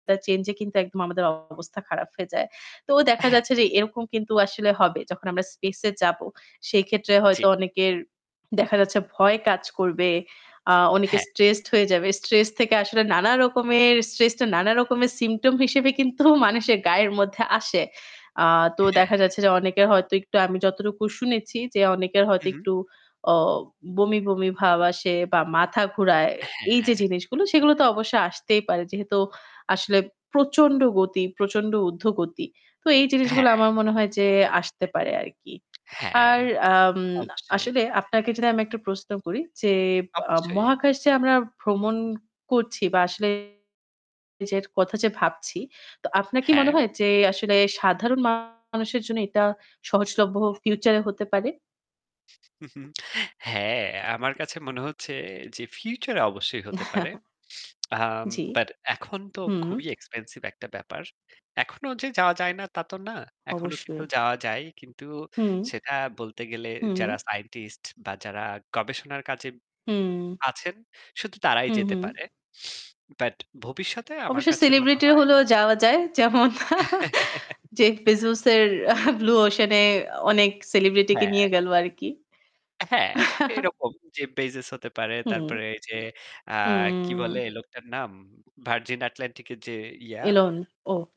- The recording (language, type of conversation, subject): Bengali, unstructured, ভবিষ্যতে মহাকাশ ভ্রমণ আমাদের জীবনে কী প্রভাব ফেলবে?
- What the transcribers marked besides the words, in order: static; distorted speech; chuckle; chuckle; chuckle; chuckle